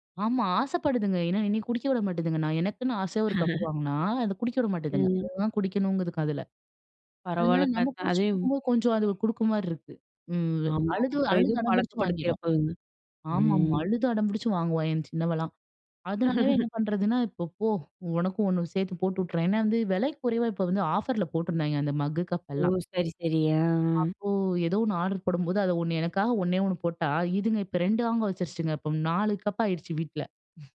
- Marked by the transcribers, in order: laugh; "குடுக்கிறமாரி" said as "குடுக்கமாரி"; drawn out: "ம்"; laugh; "விலை" said as "வெலை"; in English: "ஆஃபர்ல"
- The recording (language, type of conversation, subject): Tamil, podcast, உங்களுக்கு காப்பி பிடிக்குமா, தேநீர் பிடிக்குமா—ஏன்?